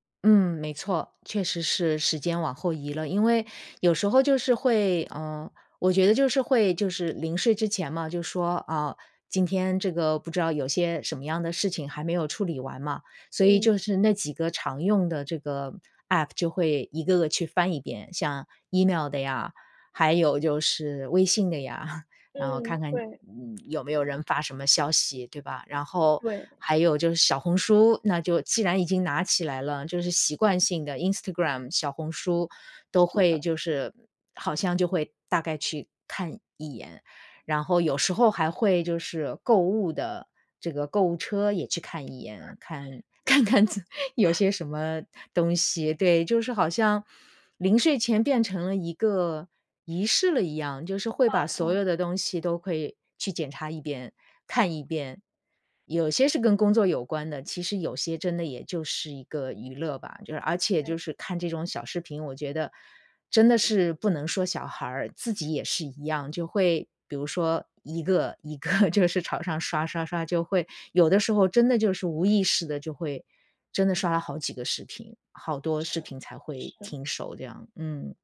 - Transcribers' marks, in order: chuckle; chuckle; laughing while speaking: "看看"; chuckle; laughing while speaking: "一个"
- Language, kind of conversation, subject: Chinese, advice, 你晚上刷手机导致睡眠不足的情况是怎样的？